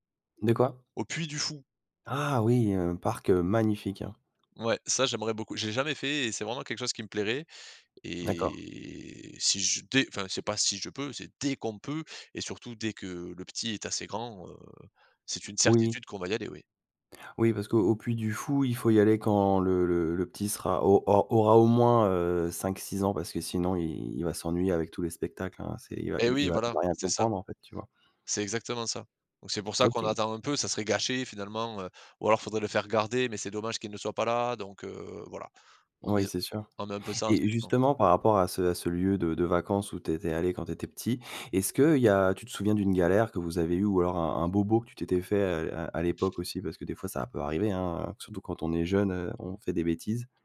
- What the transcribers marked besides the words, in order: drawn out: "Et"; stressed: "dès"; other background noise
- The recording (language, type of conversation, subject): French, podcast, Quel est ton plus beau souvenir en famille ?